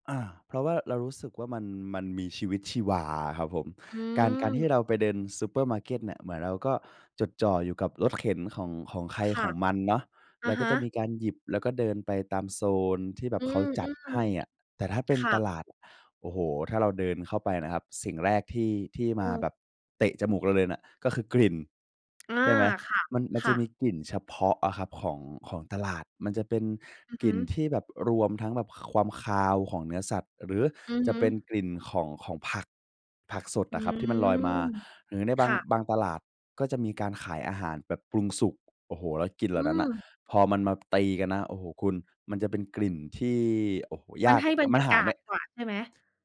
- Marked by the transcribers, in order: none
- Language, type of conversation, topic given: Thai, podcast, วิธีเลือกวัตถุดิบสดที่ตลาดมีอะไรบ้าง?